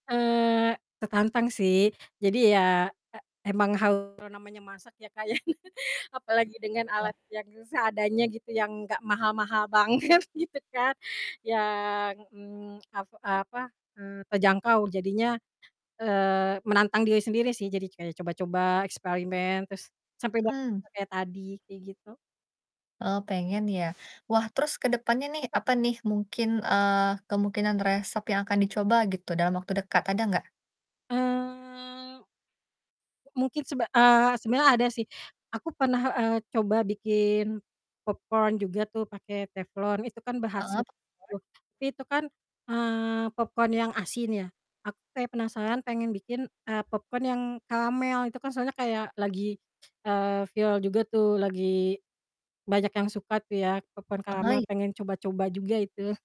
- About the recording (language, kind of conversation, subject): Indonesian, podcast, Bagaimana kamu mencoba teknik memasak baru tanpa alat mahal?
- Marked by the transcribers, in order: distorted speech; chuckle; other background noise; laughing while speaking: "banget"; static; drawn out: "Eee"